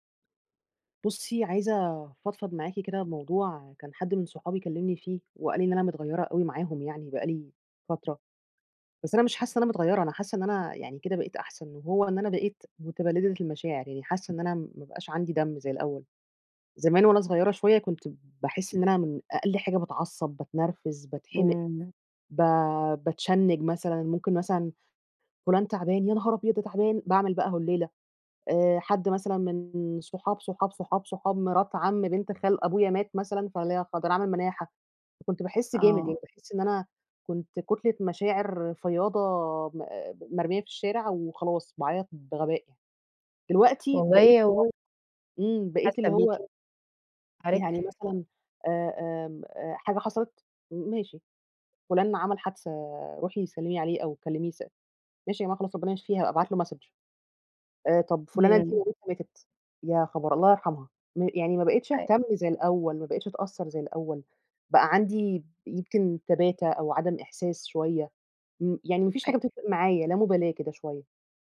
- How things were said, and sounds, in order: unintelligible speech; unintelligible speech; in English: "Message"
- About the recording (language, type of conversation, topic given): Arabic, advice, هو إزاي بتوصف إحساسك بالخدر العاطفي أو إنك مش قادر تحس بمشاعرك؟